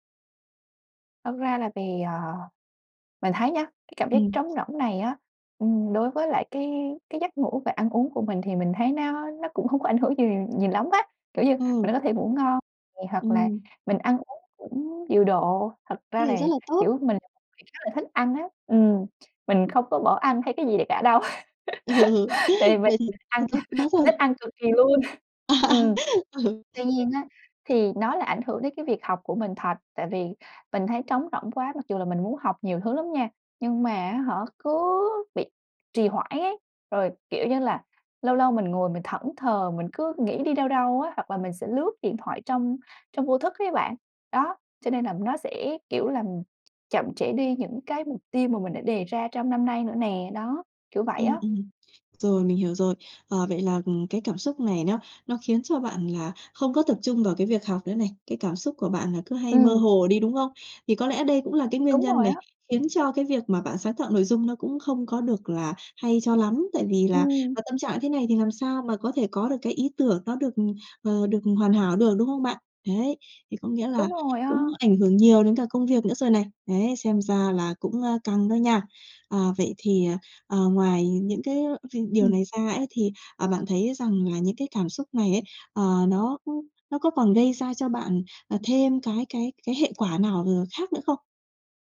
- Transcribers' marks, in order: laughing while speaking: "Ừ, ừ"; laughing while speaking: "đâu"; laugh; laughing while speaking: "Ừ"; other background noise; tapping
- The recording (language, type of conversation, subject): Vietnamese, advice, Tôi cảm thấy trống rỗng và khó chấp nhận nỗi buồn kéo dài; tôi nên làm gì?